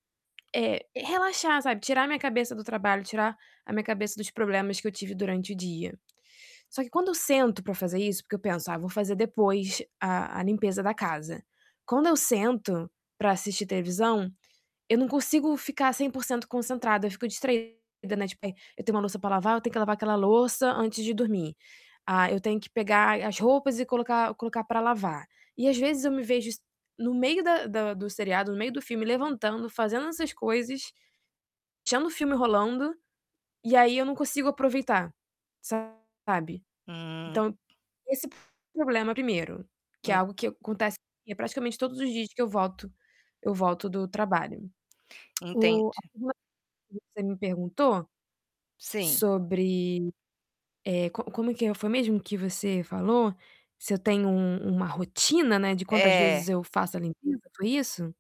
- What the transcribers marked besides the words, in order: tapping; distorted speech; tongue click; unintelligible speech
- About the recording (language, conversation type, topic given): Portuguese, advice, Como posso organizar o ambiente de casa para conseguir aproveitar melhor meus momentos de lazer?